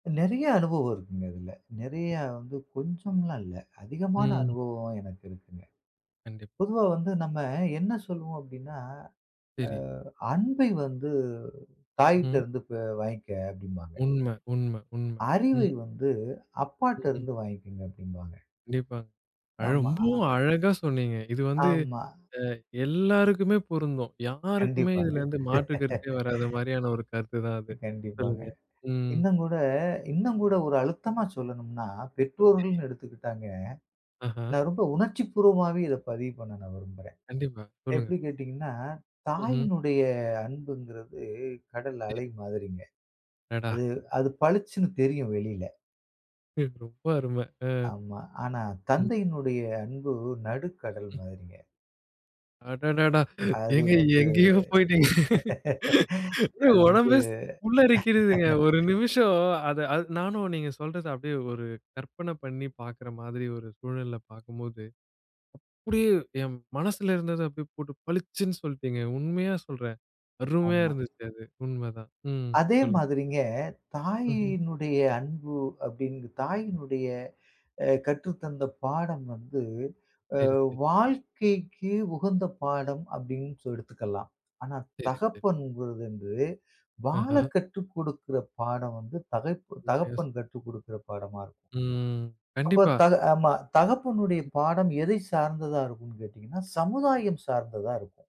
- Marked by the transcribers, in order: other noise; laugh; unintelligible speech; laughing while speaking: "அடடடா! ஏங்க எங்கயோ போயிட்டீங்க. உடம்பே ஸ் புல்லரிக்கிறதுங்க. ஒரு நிமிஷம் அத அத் நானும்"; other background noise; laugh; laugh; tapping; unintelligible speech
- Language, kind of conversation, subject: Tamil, podcast, உங்கள் பெற்றோர் உங்களுக்கு என்ன கற்றுத் தந்தார்கள்?